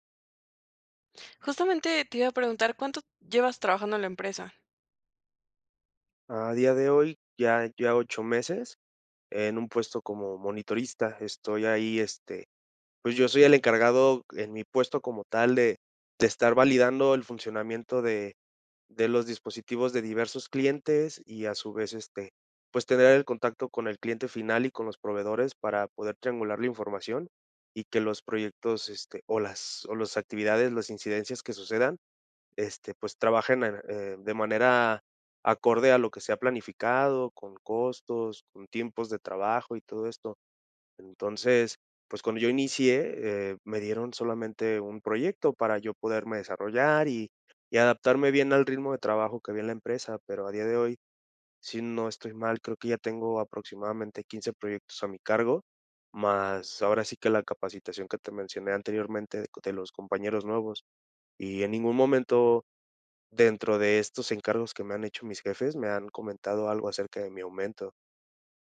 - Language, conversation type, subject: Spanish, advice, ¿Cómo puedo pedir con confianza un aumento o reconocimiento laboral?
- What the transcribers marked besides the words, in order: tapping; other background noise